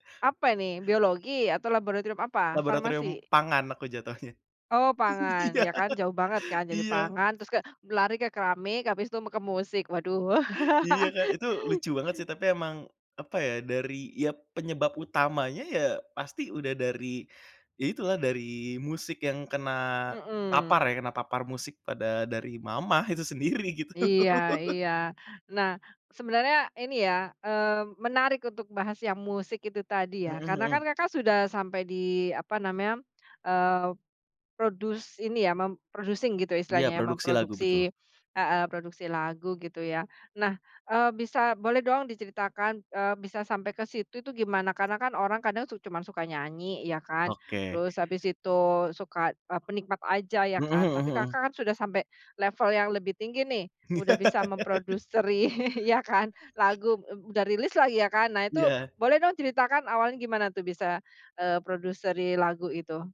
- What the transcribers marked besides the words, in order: laughing while speaking: "Iya"; other background noise; laugh; laughing while speaking: "gitu"; in English: "produce"; in English: "mem-producing"; tapping; laughing while speaking: "Iya"; chuckle
- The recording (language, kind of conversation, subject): Indonesian, podcast, Bagaimana keluarga atau teman memengaruhi selera musikmu?